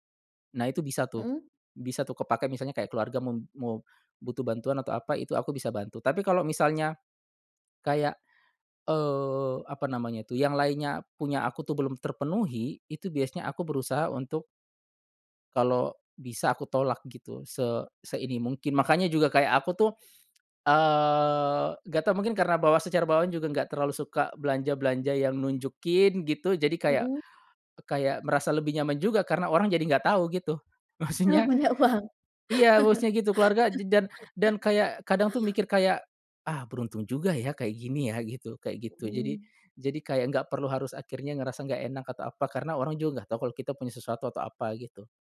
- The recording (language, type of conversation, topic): Indonesian, podcast, Bagaimana kamu menyeimbangkan uang dan kebahagiaan?
- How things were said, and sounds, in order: laughing while speaking: "Maksudnya"; laughing while speaking: "Kalau banyak uang"; laugh